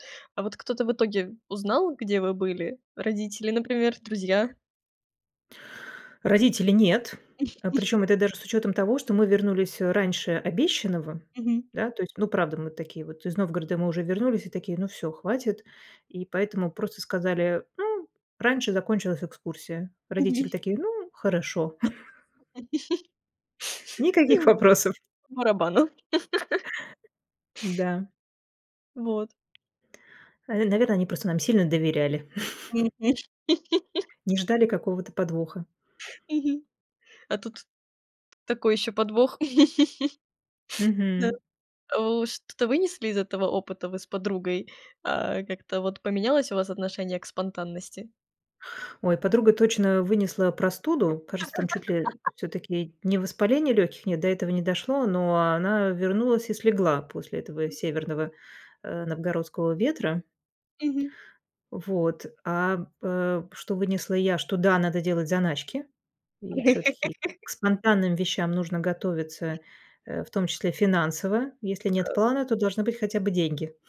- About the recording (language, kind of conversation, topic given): Russian, podcast, Каким было ваше приключение, которое началось со спонтанной идеи?
- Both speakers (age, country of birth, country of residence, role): 20-24, Ukraine, Germany, host; 45-49, Russia, Germany, guest
- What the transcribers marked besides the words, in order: laugh; chuckle; laugh; tapping; chuckle; laugh; chuckle; laugh; other noise; laugh